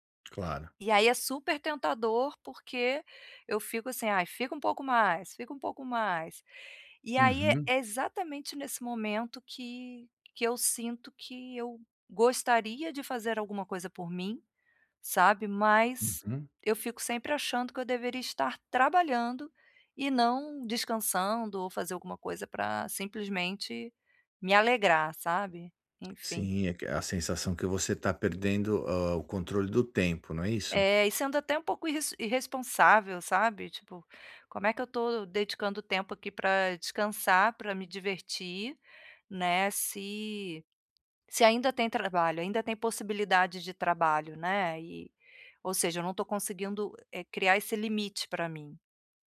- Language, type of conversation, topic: Portuguese, advice, Como lidar com a culpa ou a ansiedade ao dedicar tempo ao lazer?
- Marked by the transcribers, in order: tapping